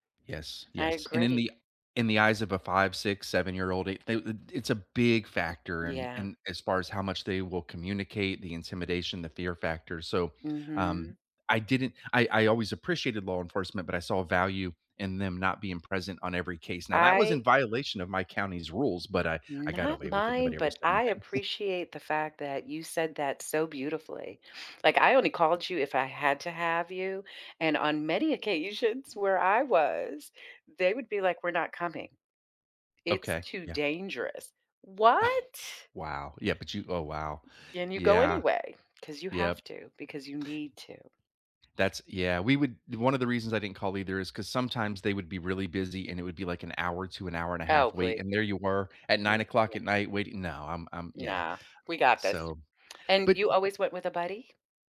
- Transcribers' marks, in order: chuckle; other background noise; unintelligible speech
- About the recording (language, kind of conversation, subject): English, unstructured, What role does fear play in blocking your progress?